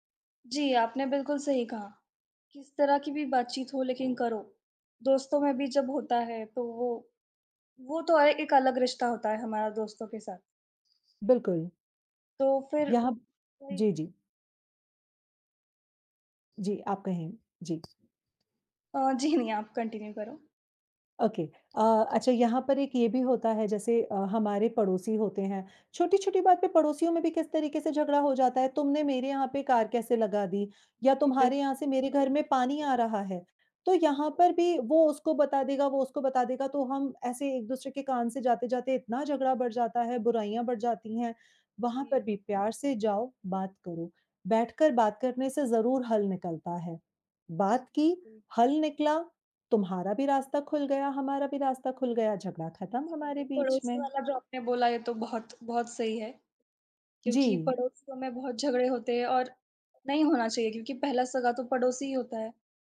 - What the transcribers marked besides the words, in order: tapping; laughing while speaking: "जी नहीं"; in English: "कंटिन्यू"; in English: "ओके"
- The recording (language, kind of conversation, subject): Hindi, unstructured, क्या झगड़े के बाद प्यार बढ़ सकता है, और आपका अनुभव क्या कहता है?
- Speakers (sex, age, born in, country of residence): female, 20-24, India, India; female, 35-39, India, India